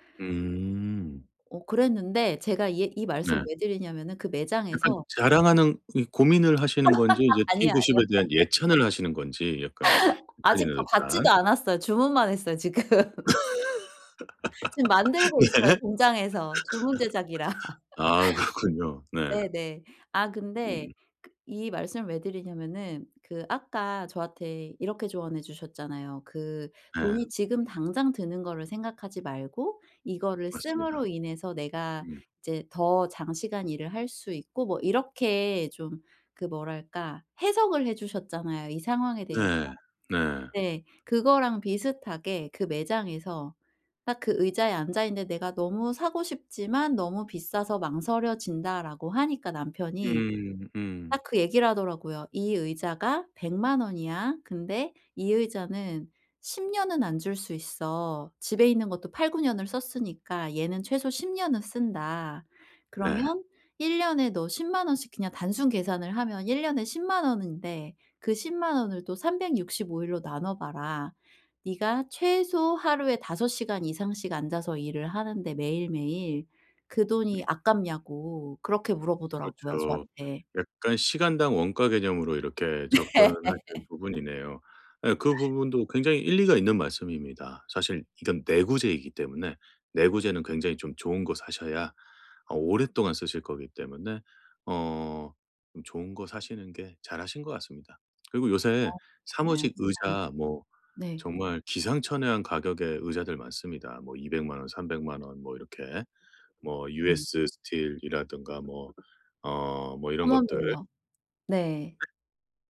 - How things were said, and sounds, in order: tapping; laugh; laughing while speaking: "지금"; laugh; laughing while speaking: "네"; laughing while speaking: "그렇군요"; laugh; other background noise; laughing while speaking: "네"; other noise
- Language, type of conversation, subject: Korean, advice, 쇼핑할 때 결정을 못 내리겠을 때 어떻게 하면 좋을까요?